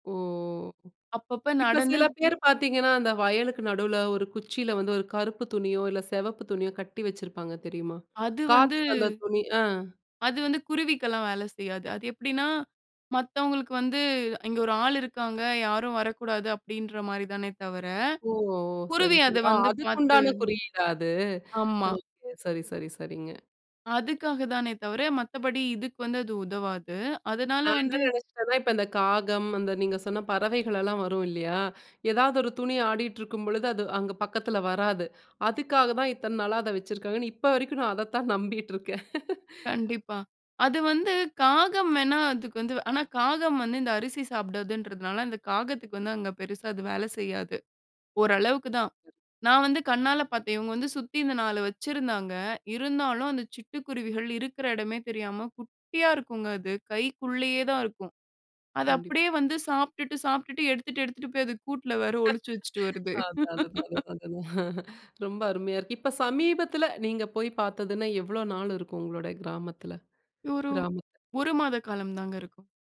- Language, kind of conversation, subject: Tamil, podcast, ஒரு விவசாய கிராமத்தைப் பார்வையிடும் அனுபவம் பற்றி சொல்லுங்க?
- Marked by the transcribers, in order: drawn out: "ஓ!"; other noise; tapping; laughing while speaking: "இப்ப வரைக்கும் நான் அதைத்தான் நம்பிகிட்டு இருக்கேன்"; laugh; laughing while speaking: "அதுதான் அதுதான் அதுதான் அதுதான். ரொம்ப அருமையா இருக்கு"; laugh